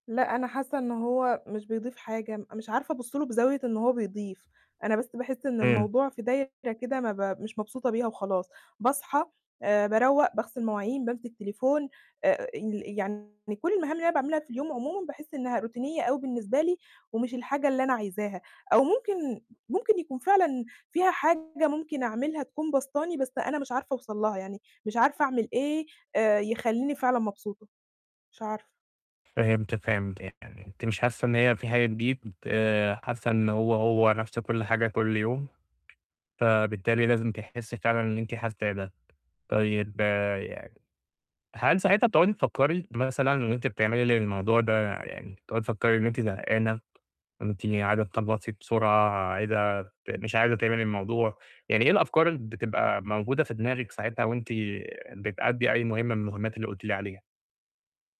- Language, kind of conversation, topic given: Arabic, advice, إزاي ألاقي معنى أو قيمة في المهام الروتينية المملة اللي بعملها كل يوم؟
- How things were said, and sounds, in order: distorted speech; in English: "روتينية"; tapping; static; other background noise